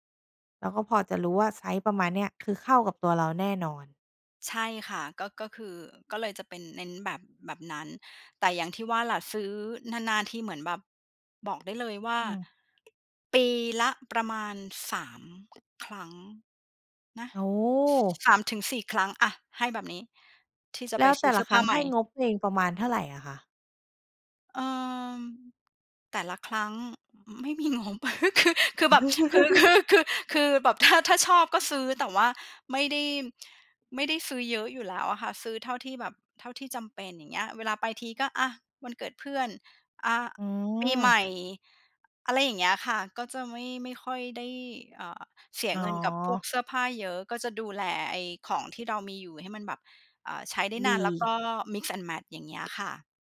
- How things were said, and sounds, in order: tapping; other background noise; laughing while speaking: "ไม่มีงบ คือ คือแบบ คือ คือ คือ คือแบบถ้า"; laugh; laugh; in English: "mix and match"
- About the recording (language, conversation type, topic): Thai, podcast, ชอบแต่งตัวตามเทรนด์หรือคงสไตล์ตัวเอง?